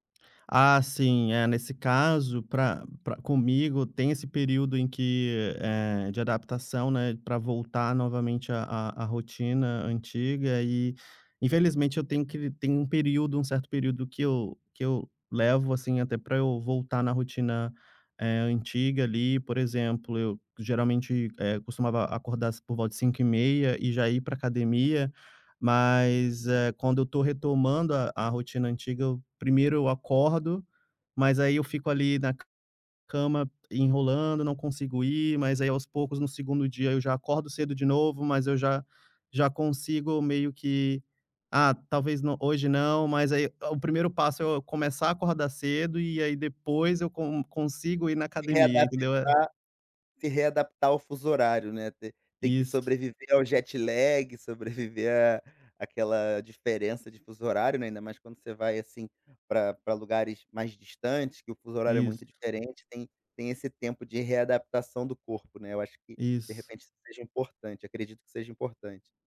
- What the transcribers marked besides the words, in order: tapping; in English: "jet-lag"; laughing while speaking: "sobreviver"
- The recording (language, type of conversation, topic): Portuguese, podcast, Como você lida com recaídas quando perde a rotina?